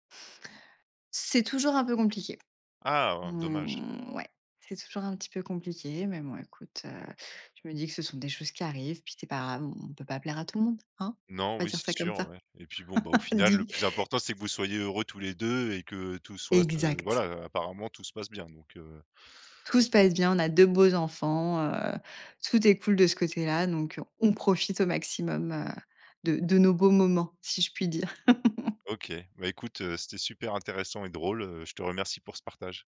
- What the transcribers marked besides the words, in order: laugh; laugh
- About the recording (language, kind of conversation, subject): French, podcast, Comment présenter un nouveau partenaire à ta famille ?